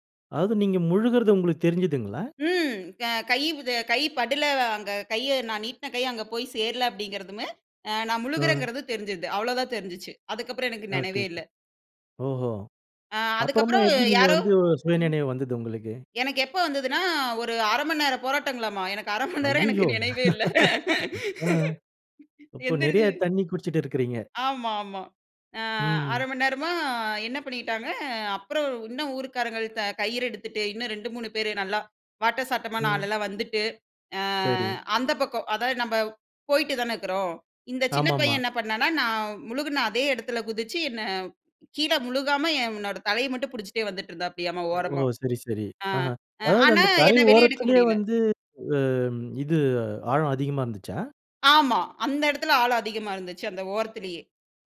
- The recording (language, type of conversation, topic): Tamil, podcast, அவசரநிலையில் ஒருவர் உங்களை காப்பாற்றிய அனுபவம் உண்டா?
- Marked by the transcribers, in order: other noise; laugh; laugh